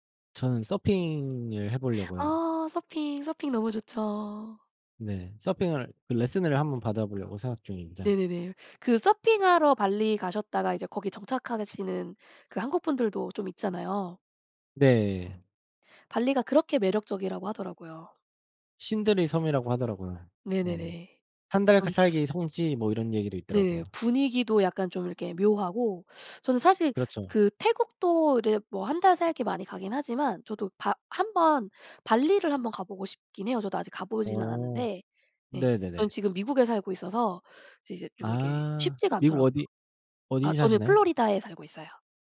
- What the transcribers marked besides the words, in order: tapping; other background noise
- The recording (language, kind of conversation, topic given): Korean, unstructured, 취미를 꾸준히 이어가는 비결이 무엇인가요?